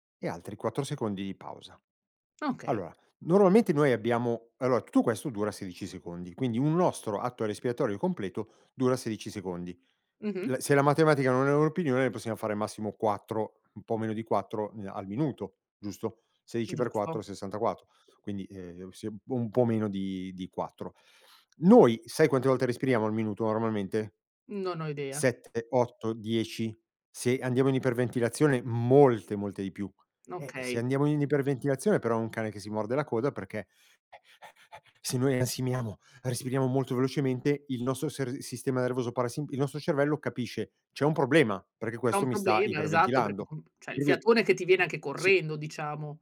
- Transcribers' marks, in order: tapping; other noise; put-on voice: "se noi ansimiamo, respiriamo molto velocemente"; "cioè" said as "ceh"; other background noise
- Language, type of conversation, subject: Italian, podcast, Come fai a entrare in uno stato di piena concentrazione, quel momento magico?